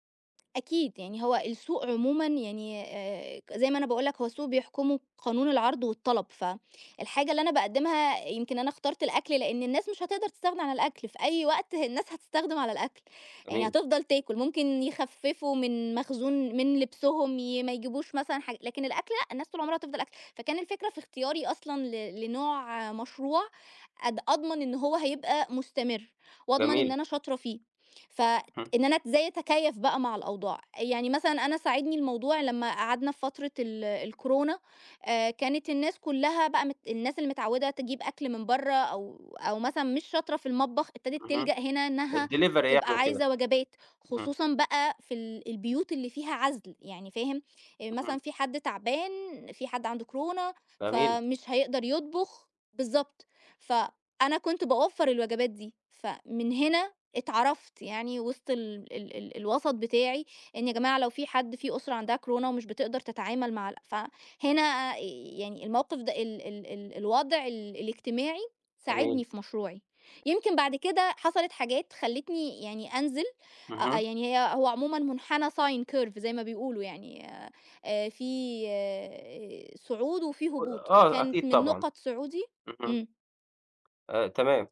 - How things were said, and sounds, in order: tapping; in English: "الكورونا"; in English: "الdelivery"; in English: "كورونا"; in English: "كورونا"; in English: "sine curve"; other noise
- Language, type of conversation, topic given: Arabic, podcast, إزاي بتختار بين شغل بتحبه وبيكسبك، وبين شغل مضمون وآمن؟